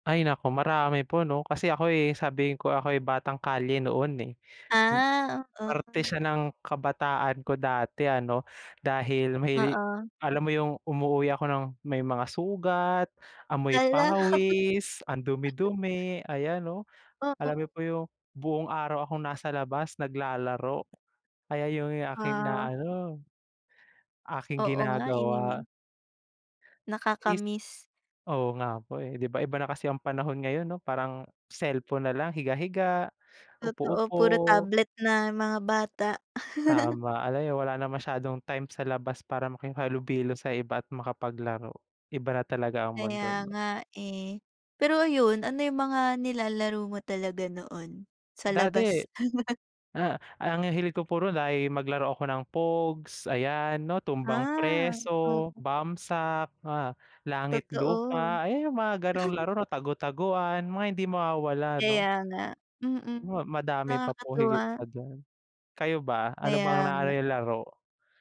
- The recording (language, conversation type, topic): Filipino, unstructured, Ano ang paborito mong laro noong kabataan mo?
- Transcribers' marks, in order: tapping; chuckle; chuckle; chuckle; chuckle